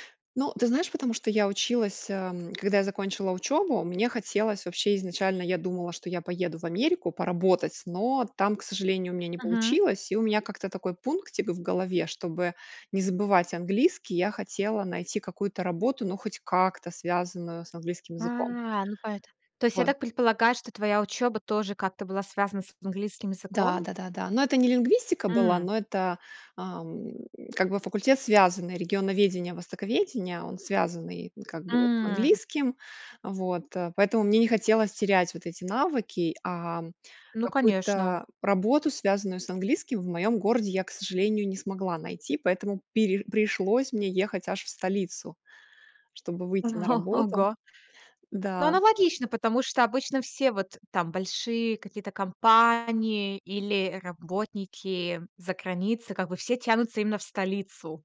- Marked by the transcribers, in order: tapping; other background noise; laughing while speaking: "О"
- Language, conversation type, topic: Russian, podcast, Как произошёл ваш первый серьёзный карьерный переход?